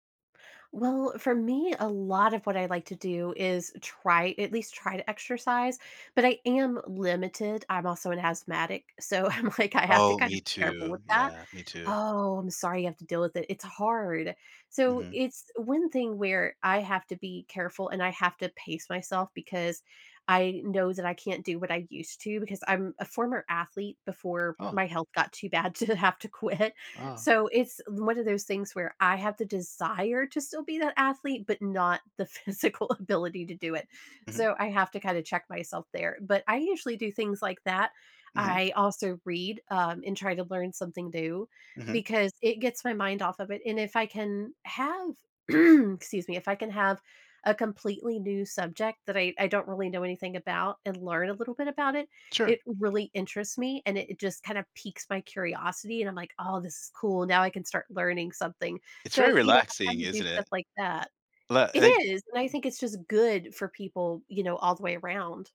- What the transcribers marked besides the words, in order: laughing while speaking: "I'm like"; laughing while speaking: "to have to quit"; laughing while speaking: "physical"; "new" said as "dew"; throat clearing; other background noise
- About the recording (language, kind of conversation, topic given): English, unstructured, When should I push through discomfort versus resting for my health?